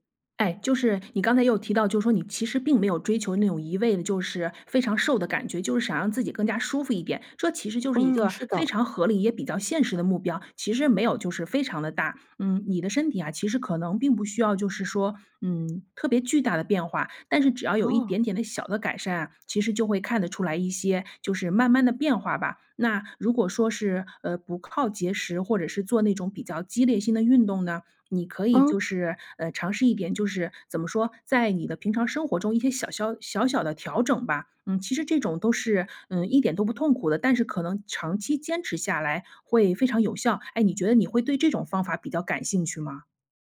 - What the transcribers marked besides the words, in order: none
- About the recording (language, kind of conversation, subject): Chinese, advice, 如果我想减肥但不想节食或过度运动，该怎么做才更健康？